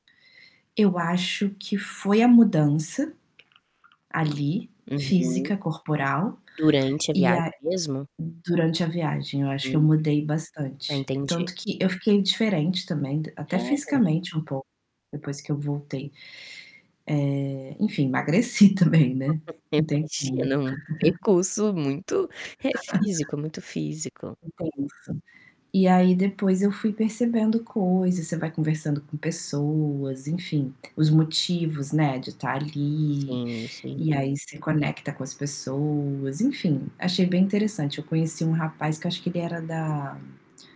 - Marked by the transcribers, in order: static; other background noise; distorted speech; chuckle; laugh; unintelligible speech; laugh; unintelligible speech
- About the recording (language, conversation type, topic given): Portuguese, podcast, Você pode me contar sobre uma viagem que mudou a sua vida?